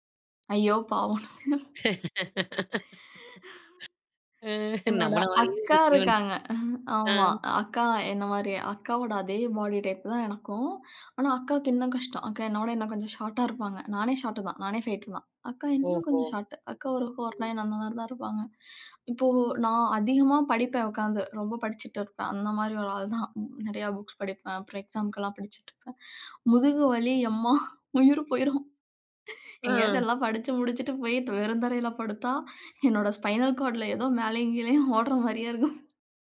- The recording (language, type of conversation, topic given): Tamil, podcast, உங்கள் உடல் வடிவத்துக்கு பொருந்தும் ஆடைத் தோற்றத்தை நீங்கள் எப்படித் தேர்ந்தெடுக்கிறீர்கள்?
- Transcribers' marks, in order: other background noise; laughing while speaking: "என்னோட அக்கா இருக்காங்க. ஆமா"; laughing while speaking: "அ நம்மள மாதிரி ஒரு ஜீவன் இருக்குது"; in English: "பாடி டைப்"; in English: "ஷார்ட்டா"; in English: "ஷார்ட்"; in English: "ஃபை டூ"; in English: "ஃப்போர் நைன்"; laughing while speaking: "எம்மா உயிர் போயிறும்.எங்கேயாவது எல்லாம் படித்து … ஓடுற மாரியே இருக்கும்"; in English: "ஸ்பைனல் கார்ட்ல"